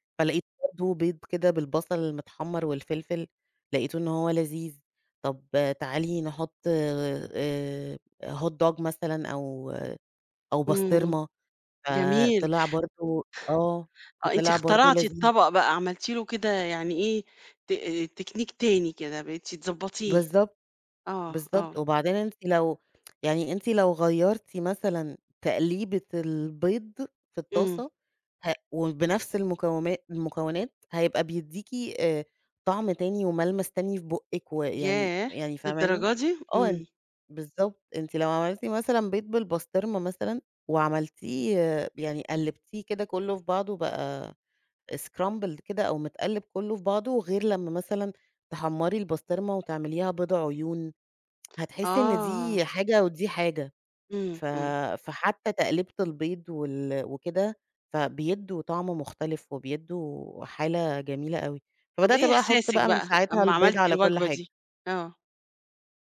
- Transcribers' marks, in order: unintelligible speech; in English: "Hot dog"; in English: "تكنيك"; tsk; in English: "scrambled"; tsk
- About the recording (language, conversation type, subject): Arabic, podcast, إزاي بتحوّل مكونات بسيطة لوجبة لذيذة؟